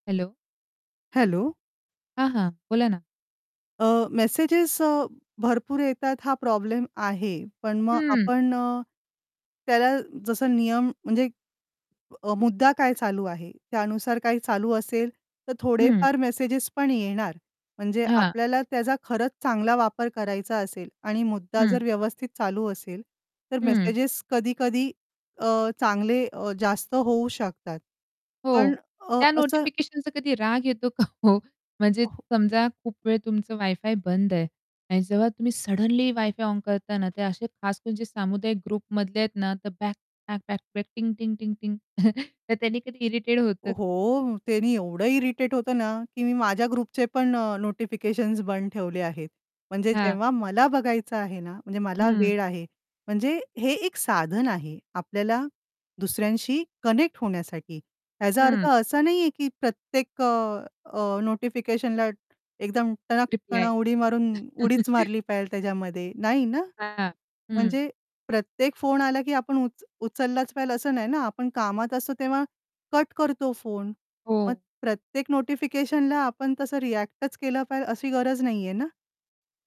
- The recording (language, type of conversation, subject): Marathi, podcast, इंटरनेटवरील समुदायात विश्वास कसा मिळवता?
- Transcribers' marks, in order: distorted speech; other background noise; cough; in English: "ग्रुपमधले"; chuckle; in English: "इरिटेट"; in English: "इरिटेट"; in English: "ग्रुपचे"; in English: "कनेक्ट"; tapping; "पाहिजे" said as "पाहिजेल"; chuckle